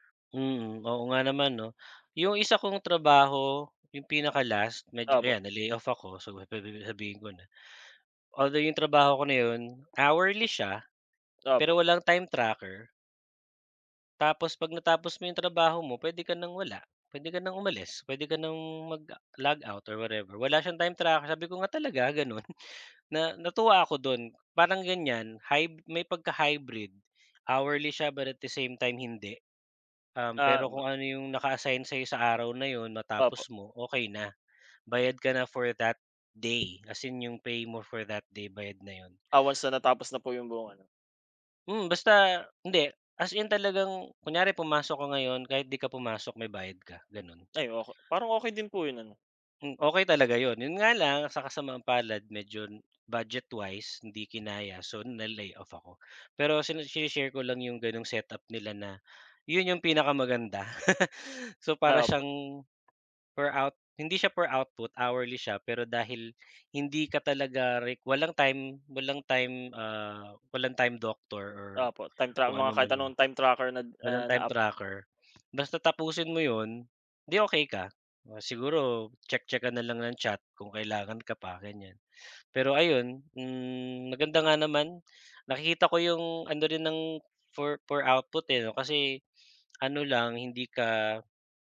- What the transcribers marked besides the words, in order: tapping; laughing while speaking: "gano'n?"; "medyo" said as "medyon"; laugh; in English: "for per output"
- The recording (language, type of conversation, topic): Filipino, unstructured, Ano ang mga bagay na gusto mong baguhin sa iyong trabaho?